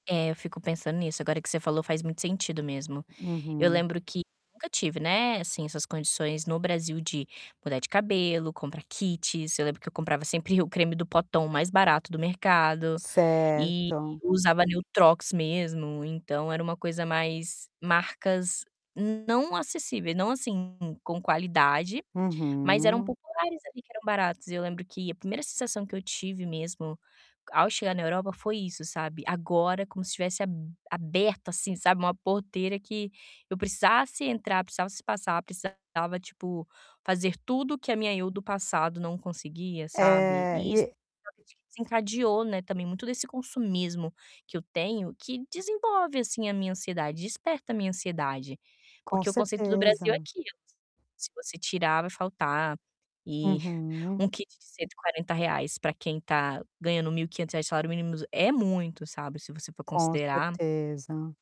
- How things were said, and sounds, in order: static; distorted speech; in English: "kits"; tapping; drawn out: "Uhum"; unintelligible speech; other background noise; chuckle; in English: "kit"
- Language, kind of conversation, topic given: Portuguese, advice, Como posso simplificar minhas finanças para sentir menos ansiedade no dia a dia?